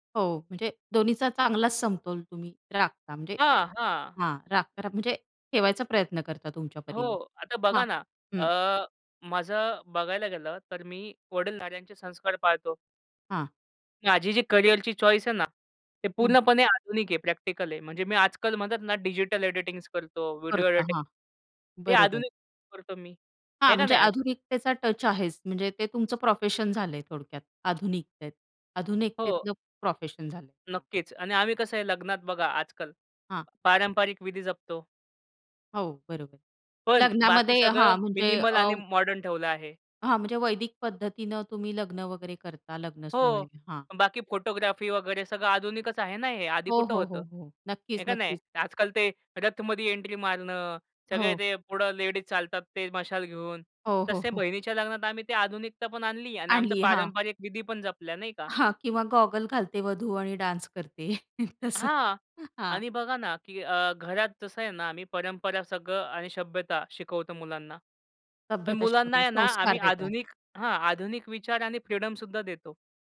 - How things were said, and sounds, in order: in English: "चॉईस"; other background noise; in English: "मिनिमल"; in English: "गॉगल"; in English: "डान्स"; laughing while speaking: "करते तसं"; "सभ्यता" said as "शभ्यता"
- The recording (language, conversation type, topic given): Marathi, podcast, परंपरा आणि आधुनिकतेत समतोल तुम्ही कसा साधता?